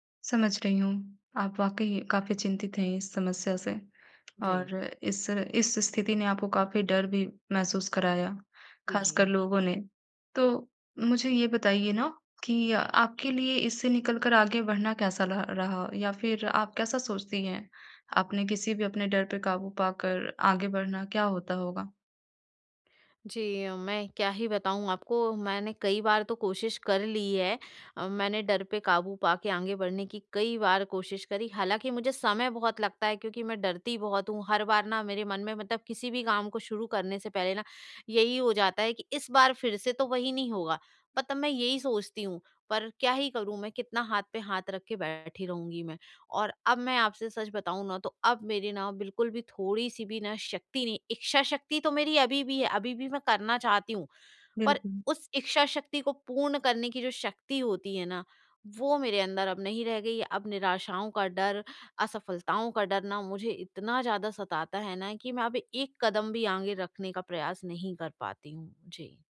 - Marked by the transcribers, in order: tapping
- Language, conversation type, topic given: Hindi, advice, डर पर काबू पाना और आगे बढ़ना